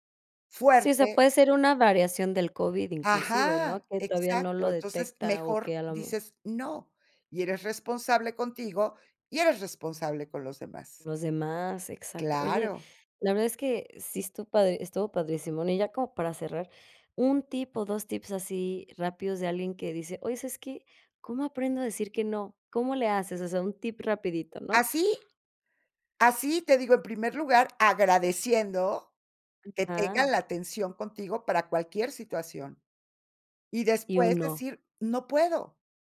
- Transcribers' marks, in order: none
- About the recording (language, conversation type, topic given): Spanish, podcast, ¿Cómo decides cuándo decir no a tareas extra?